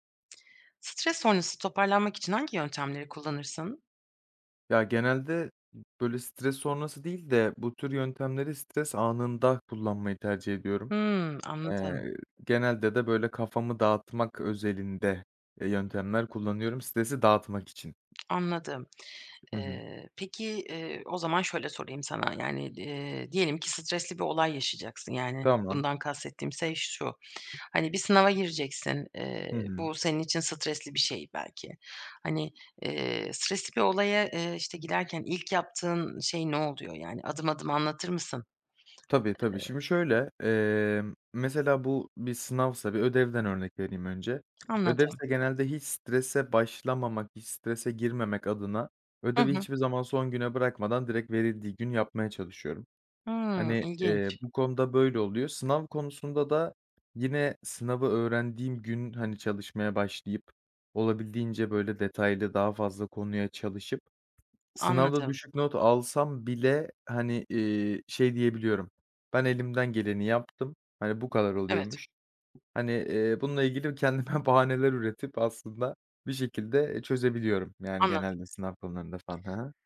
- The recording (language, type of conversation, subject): Turkish, podcast, Stres sonrası toparlanmak için hangi yöntemleri kullanırsın?
- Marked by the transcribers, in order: other noise; other background noise; "şey" said as "sey"; tapping